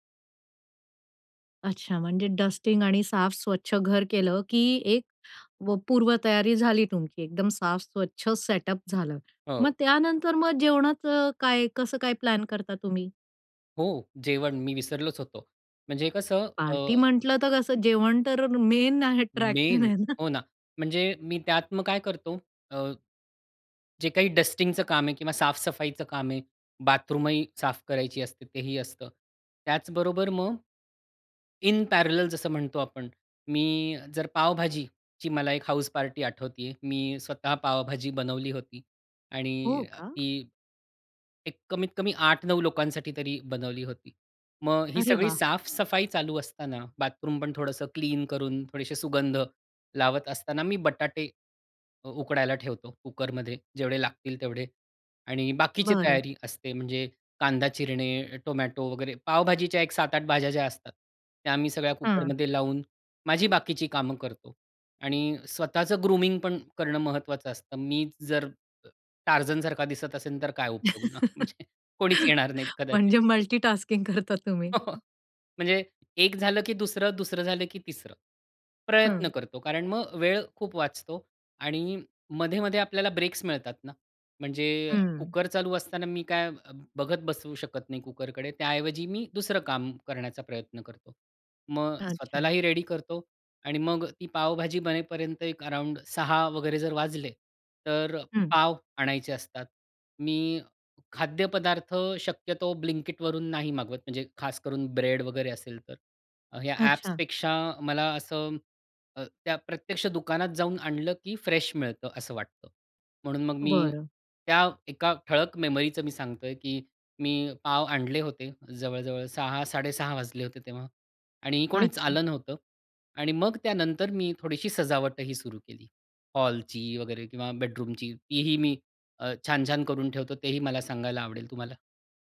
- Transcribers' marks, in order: in English: "डस्टिंग"; in English: "सेटअप"; tapping; in English: "मेन अट्रॅक्शन"; in English: "मेन"; laughing while speaking: "आहे ना"; in English: "डस्टिंगचं"; in English: "इन पॅरलल"; in English: "ग्रूमिंग"; laugh; laughing while speaking: "म्हणजे मल्टिटास्किंग करता तुम्ही"; in English: "मल्टिटास्किंग"; chuckle; in English: "रेडी"; in English: "अराउंड"; in English: "फ्रेश"
- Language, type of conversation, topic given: Marathi, podcast, जेव्हा पाहुण्यांसाठी जेवण वाढायचे असते, तेव्हा तुम्ही उत्तम यजमान कसे बनता?